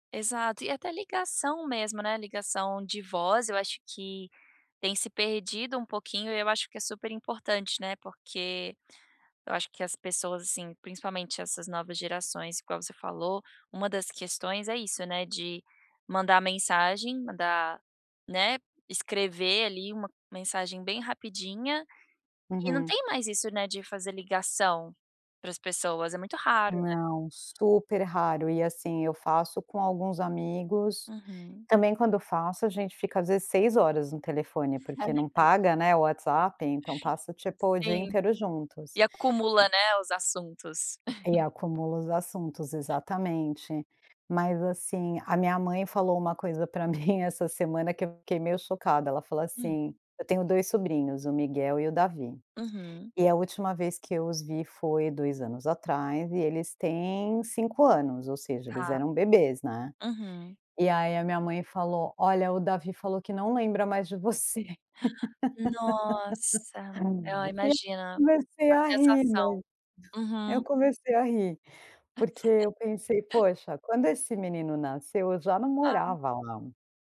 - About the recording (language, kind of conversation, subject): Portuguese, advice, Como posso lidar com a culpa por não visitar meus pais idosos com a frequência que gostaria?
- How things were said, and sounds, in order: other background noise; tapping; chuckle; laugh; laugh